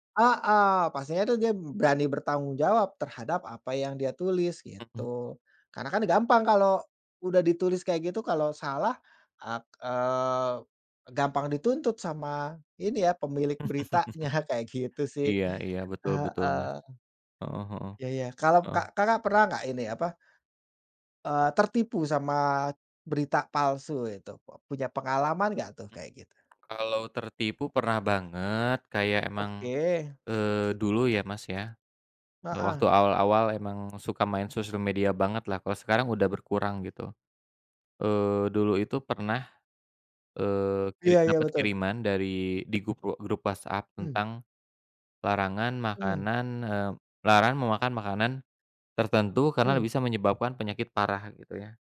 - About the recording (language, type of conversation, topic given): Indonesian, unstructured, Bagaimana cara memilih berita yang tepercaya?
- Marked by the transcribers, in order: chuckle; tapping